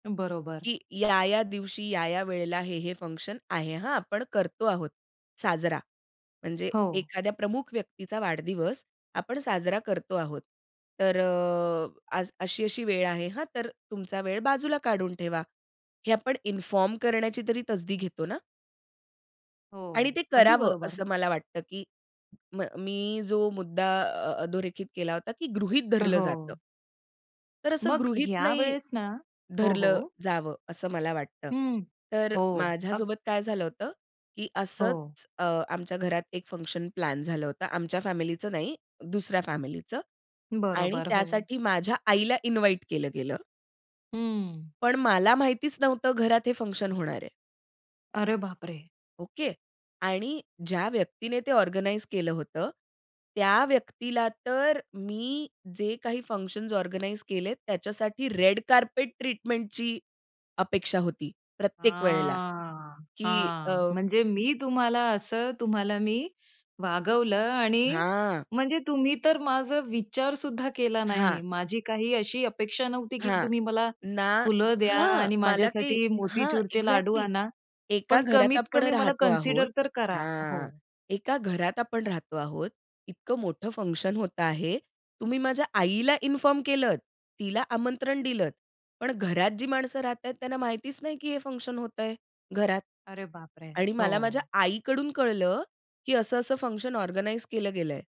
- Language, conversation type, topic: Marathi, podcast, नात्यात सीमारेषा सांगताना कोणते शब्द वापरणे अधिक योग्य ठरेल?
- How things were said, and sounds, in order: in English: "फंक्शन"; other background noise; in English: "फंक्शन"; in English: "इन्व्हाईट"; in English: "फंक्शन"; tapping; in English: "ऑर्गनाइज"; in English: "फंक्शन्स ऑर्गनाइज"; in English: "कार्पेट ट्रीटमेंटची"; drawn out: "हां"; in English: "एक्झॅक्टली"; in English: "कन्सीडर"; in English: "फंक्शन"; in English: "फंक्शन"; in English: "फंक्शन ऑर्गनाइज"